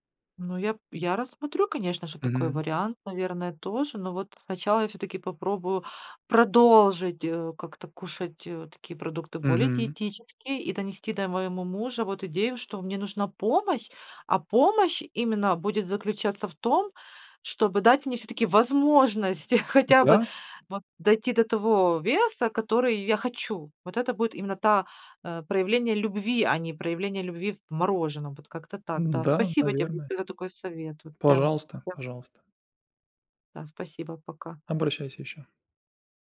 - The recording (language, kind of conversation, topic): Russian, advice, Как решить конфликт с партнёром из-за разных пищевых привычек?
- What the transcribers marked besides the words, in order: chuckle; tapping